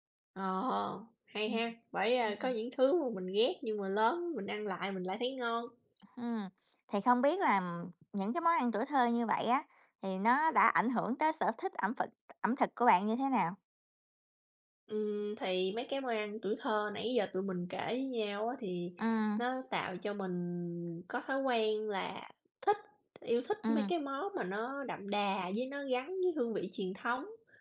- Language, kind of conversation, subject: Vietnamese, unstructured, Món ăn nào gắn liền với ký ức tuổi thơ của bạn?
- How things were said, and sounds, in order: other background noise; tapping; "thực" said as "phực"